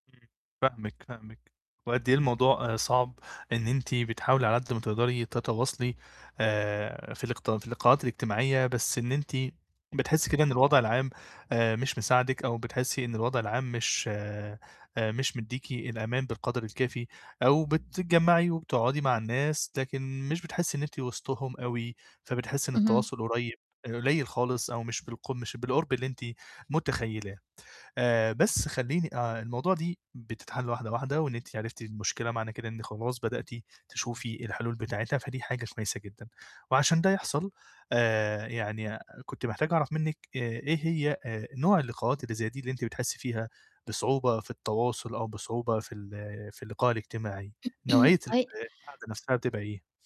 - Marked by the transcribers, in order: distorted speech; unintelligible speech; throat clearing; unintelligible speech
- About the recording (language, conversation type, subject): Arabic, advice, إزاي أتعامل مع صعوبة التواصل أثناء اللقاءات الاجتماعية؟